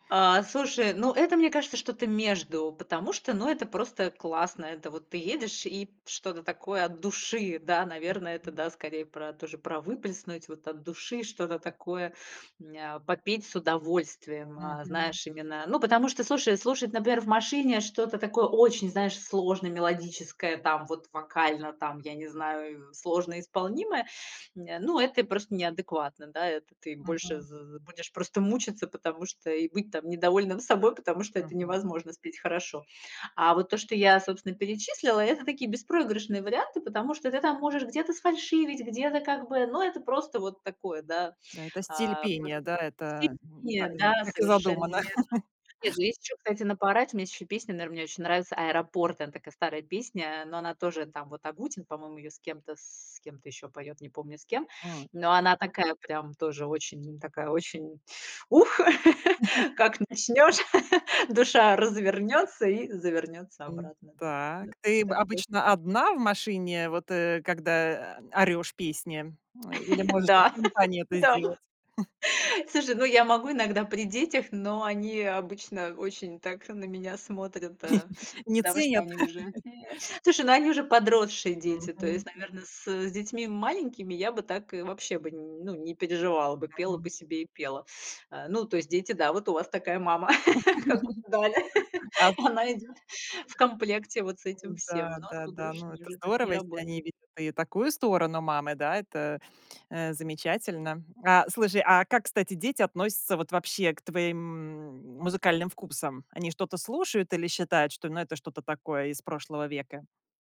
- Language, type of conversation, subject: Russian, podcast, Какая музыка поднимает тебе настроение?
- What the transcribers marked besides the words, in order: chuckle; chuckle; laugh; other background noise; laugh; laugh; laughing while speaking: "да"; chuckle; chuckle; chuckle; laugh; chuckle; laughing while speaking: "как у гадали"; laugh